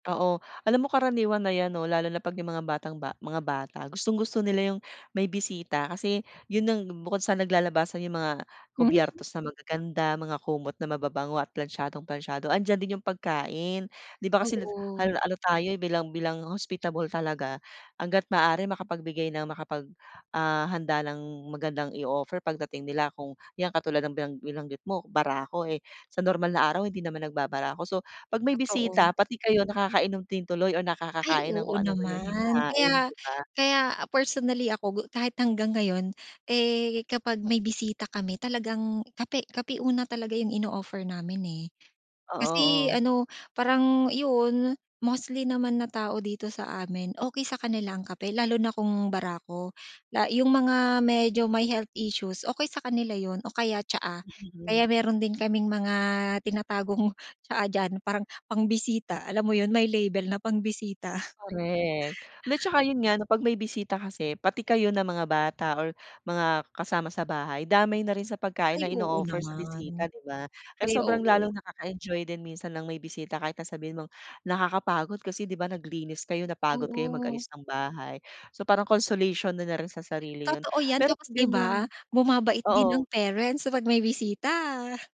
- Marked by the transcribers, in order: laughing while speaking: "Mhm"; tapping; unintelligible speech; other background noise; snort; chuckle
- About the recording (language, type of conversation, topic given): Filipino, podcast, Ano ang mga ritwal ninyo kapag may bisita sa bahay?